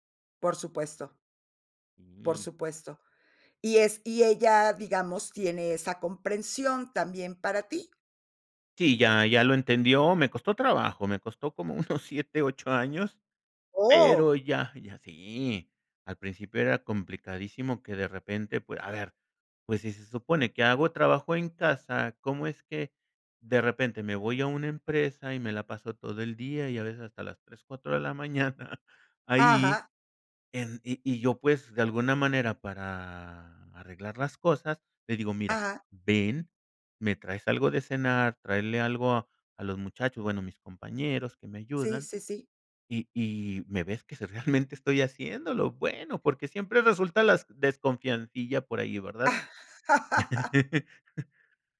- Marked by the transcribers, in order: laughing while speaking: "unos siete"; laughing while speaking: "mañana"; laugh
- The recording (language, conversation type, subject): Spanish, podcast, ¿Qué te lleva a priorizar a tu familia sobre el trabajo, o al revés?